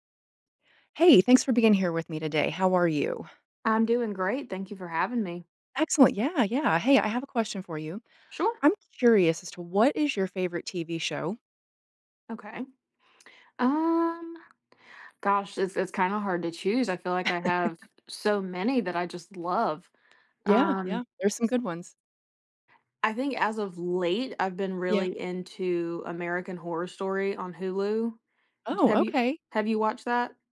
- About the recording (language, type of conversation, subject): English, podcast, How do certain TV shows leave a lasting impact on us and shape our interests?
- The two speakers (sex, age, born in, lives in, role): female, 20-24, United States, United States, guest; female, 45-49, United States, United States, host
- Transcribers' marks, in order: other background noise; laugh